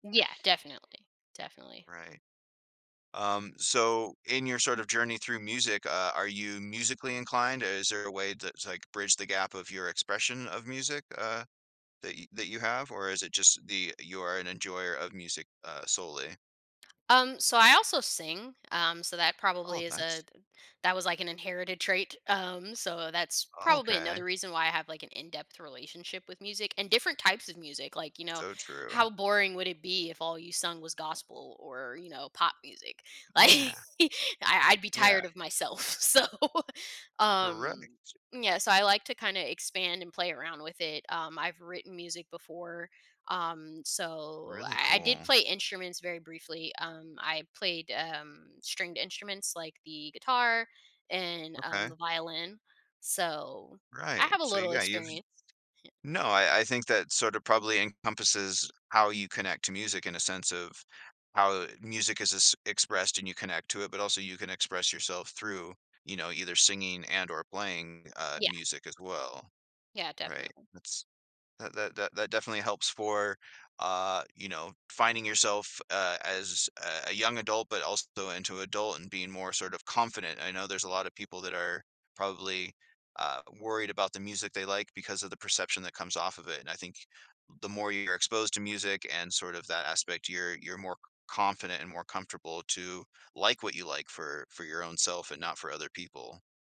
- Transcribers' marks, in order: other background noise; laughing while speaking: "Like"; laughing while speaking: "myself, so"; laugh; drawn out: "Um"; drawn out: "Um, so"; chuckle
- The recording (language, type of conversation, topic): English, podcast, How do early experiences shape our lifelong passion for music?
- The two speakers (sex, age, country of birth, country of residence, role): female, 30-34, United States, United States, guest; male, 40-44, Canada, United States, host